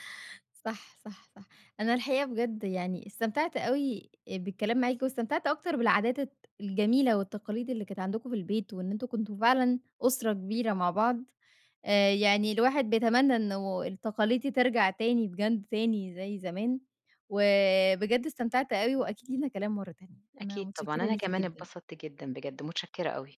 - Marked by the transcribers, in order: none
- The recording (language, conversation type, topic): Arabic, podcast, إزاي تقاليدكم اتغيّرت مع الزمن؟